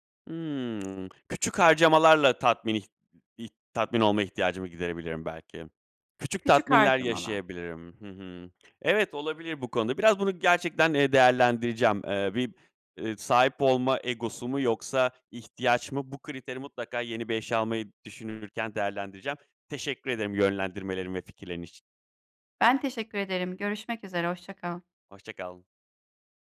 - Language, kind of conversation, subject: Turkish, advice, Elimdeki eşyaların değerini nasıl daha çok fark edip israfı azaltabilirim?
- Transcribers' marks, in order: other background noise